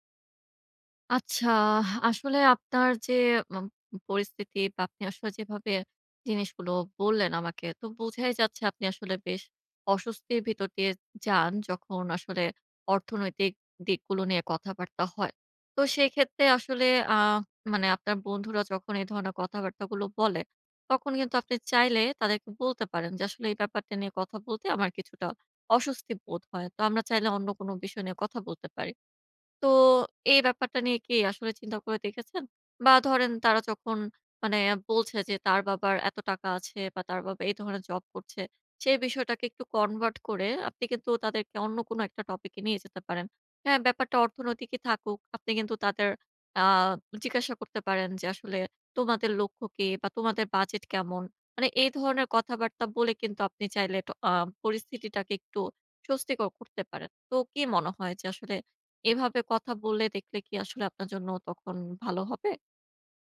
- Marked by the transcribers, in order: horn
- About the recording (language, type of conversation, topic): Bengali, advice, অর্থ নিয়ে কথোপকথন শুরু করতে আমার অস্বস্তি কাটাব কীভাবে?